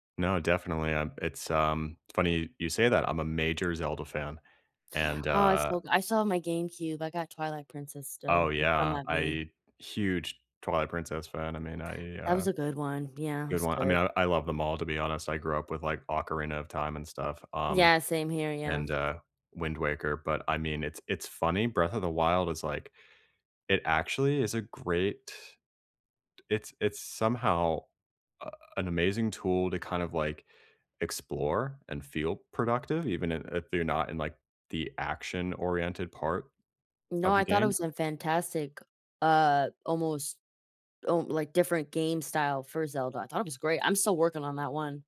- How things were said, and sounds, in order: gasp; tapping
- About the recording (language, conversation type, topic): English, unstructured, Who helps you grow, and what simple tools keep you moving forward together?